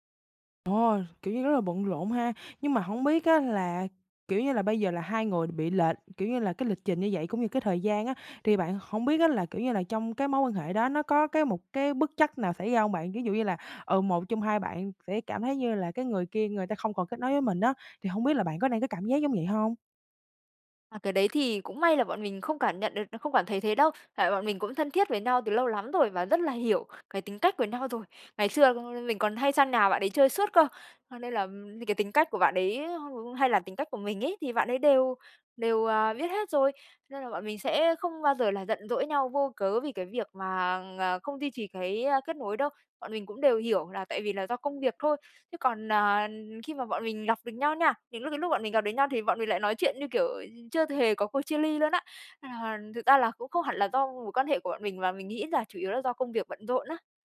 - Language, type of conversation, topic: Vietnamese, advice, Làm thế nào để giữ liên lạc với người thân khi có thay đổi?
- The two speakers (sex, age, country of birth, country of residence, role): female, 18-19, Vietnam, Vietnam, advisor; female, 25-29, Vietnam, Vietnam, user
- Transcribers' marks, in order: other background noise; unintelligible speech; unintelligible speech